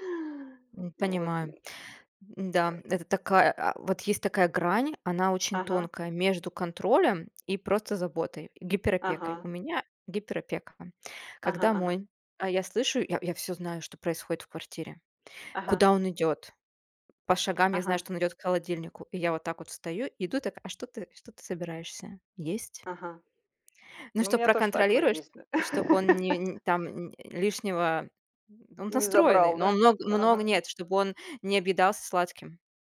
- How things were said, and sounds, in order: grunt; laugh; tapping
- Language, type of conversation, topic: Russian, unstructured, Как ты относишься к контролю в отношениях?